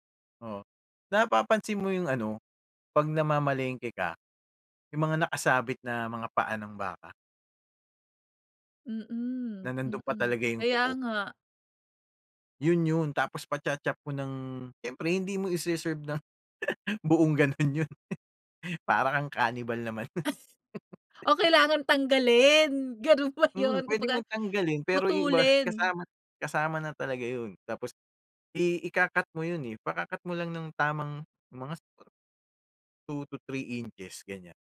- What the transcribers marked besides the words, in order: laughing while speaking: "nang buong gano'n yun. Para kang cannibal naman no'n"; gasp; laugh; laughing while speaking: "Ganun ba yun?"
- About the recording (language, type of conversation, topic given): Filipino, podcast, May mga pagkaing natutunan mong laging lutuin para sa pamilya sa bahay ninyo?